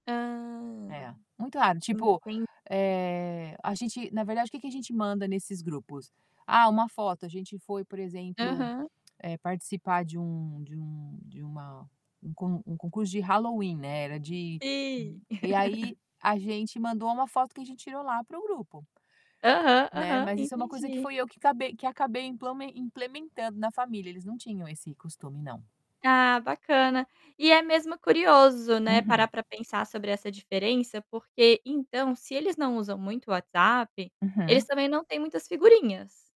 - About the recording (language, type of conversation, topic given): Portuguese, podcast, Você prefere fazer uma chamada de voz ou mandar uma mensagem de texto? Por quê?
- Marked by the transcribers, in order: static; other background noise; laugh